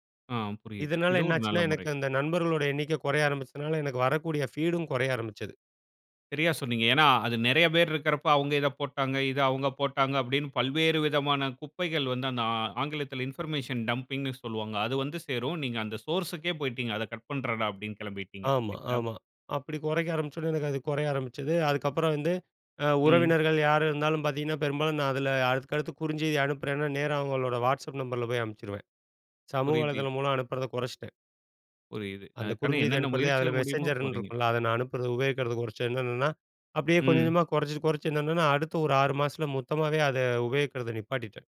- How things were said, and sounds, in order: in English: "பீடும்"; in English: "இன்பர்மேஷன் டம்பிங்ன்னு"; in English: "சோர்ஸ்க்கு"; in English: "மெசெஞ்சர்னு"
- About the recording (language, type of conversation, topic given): Tamil, podcast, சமூக ஊடகத்தை கட்டுப்படுத்துவது உங்கள் மனநலத்துக்கு எப்படி உதவுகிறது?